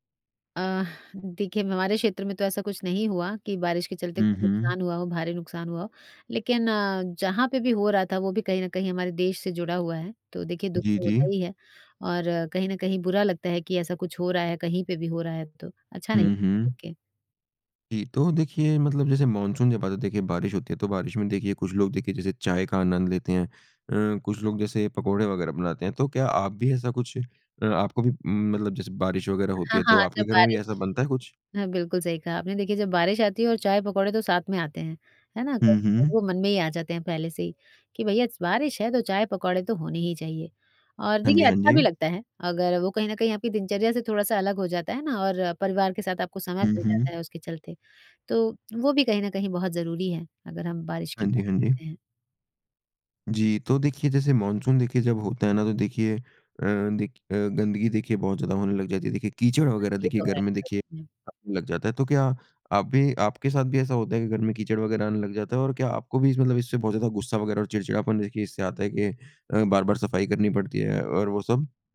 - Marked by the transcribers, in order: tapping
- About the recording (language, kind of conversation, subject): Hindi, podcast, मॉनसून आपको किस तरह प्रभावित करता है?